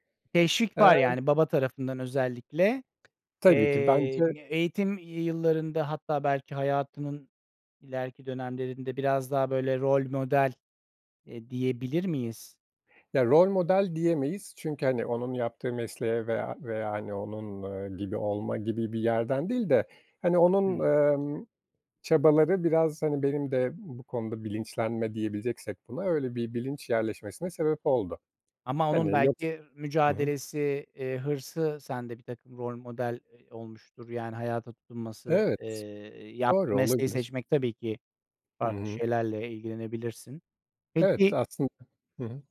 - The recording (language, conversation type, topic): Turkish, podcast, Eğitim yolculuğun nasıl başladı, anlatır mısın?
- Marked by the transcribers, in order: tapping